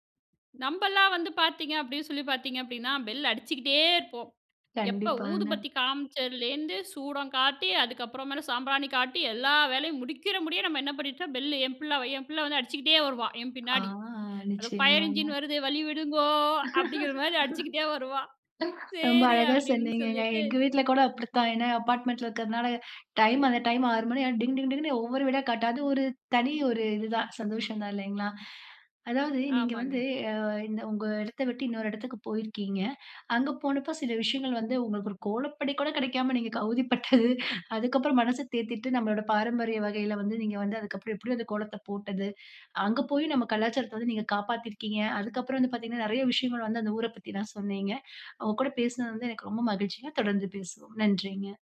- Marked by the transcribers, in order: tapping; drawn out: "ஆ"; put-on voice: "ஃபயர் இன்ஜின் வருது, வழி விடுங்கோ"; laugh; laughing while speaking: "அப்படிங்கிற மாதிரி அடிச்சிக்கிட்டே வருவா. சரி அப்படின்னு சொல்லிட்டு"; "ஆனா" said as "ஆ"; laughing while speaking: "நீங்க கௌதிப்பட்டது"; "அவதிப்பட்டது" said as "கௌதிப்பட்டது"
- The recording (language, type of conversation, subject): Tamil, podcast, இடம் மாறிய பிறகு கலாசாரத்தை எப்படிக் காப்பாற்றினீர்கள்?